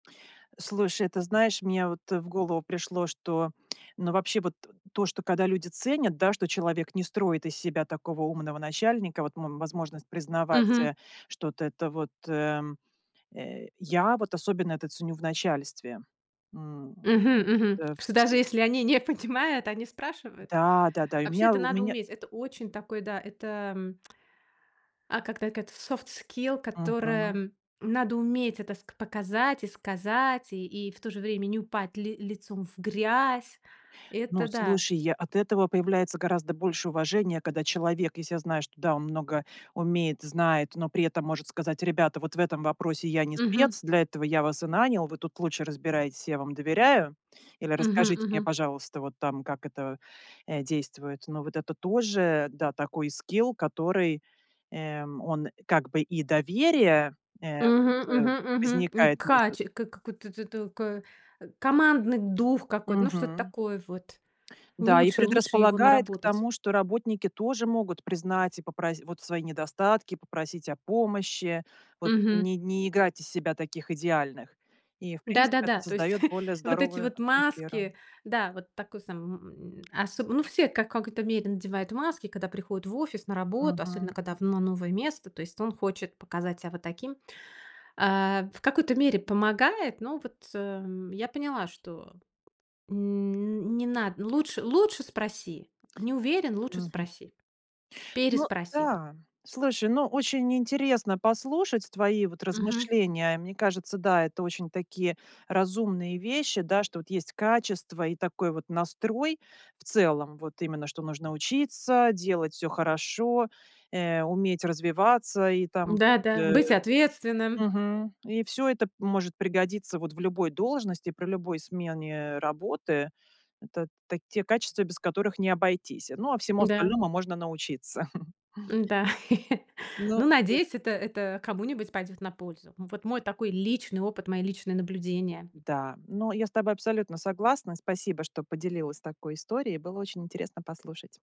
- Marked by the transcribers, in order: laughing while speaking: "не понимают"; chuckle; tapping; chuckle; unintelligible speech
- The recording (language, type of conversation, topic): Russian, podcast, Какие навыки особенно помогают при смене работы?